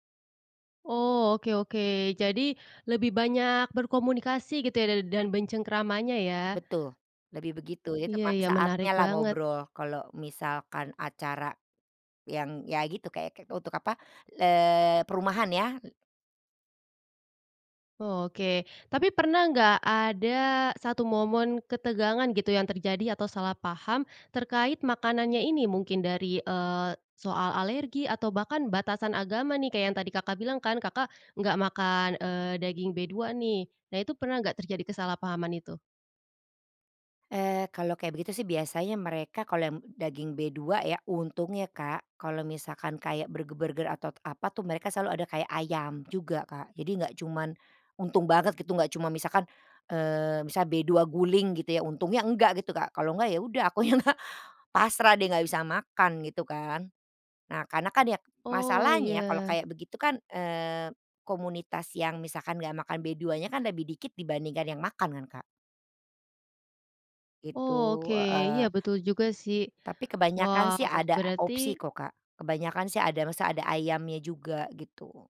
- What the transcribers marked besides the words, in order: tapping; laughing while speaking: "ya nggak"
- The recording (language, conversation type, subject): Indonesian, podcast, Makanan apa yang paling sering membuat warga di lingkunganmu berkumpul dan jadi lebih rukun?